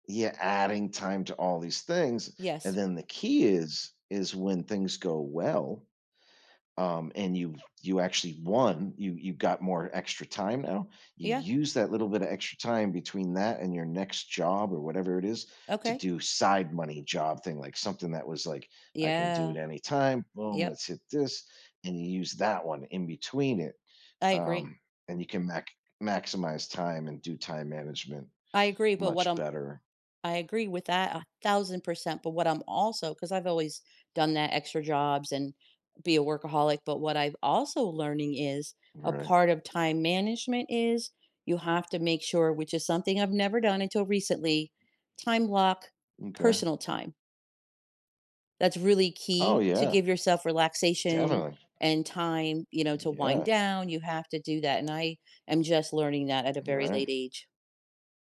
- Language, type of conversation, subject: English, unstructured, What habits help you stay organized and make the most of your time?
- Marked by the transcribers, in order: other background noise; tapping